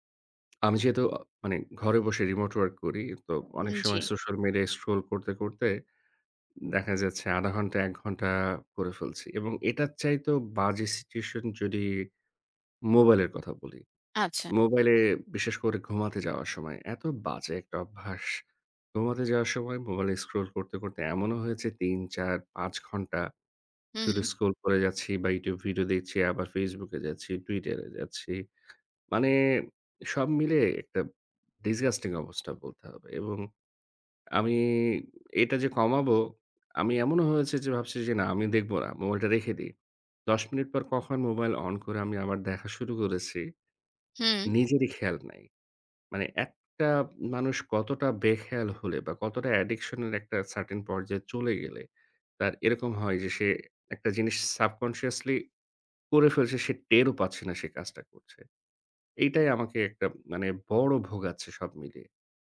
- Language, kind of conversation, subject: Bengali, advice, ফোনের ব্যবহার সীমিত করে সামাজিক যোগাযোগমাধ্যমের ব্যবহার কমানোর অভ্যাস কীভাবে গড়ে তুলব?
- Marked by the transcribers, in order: tapping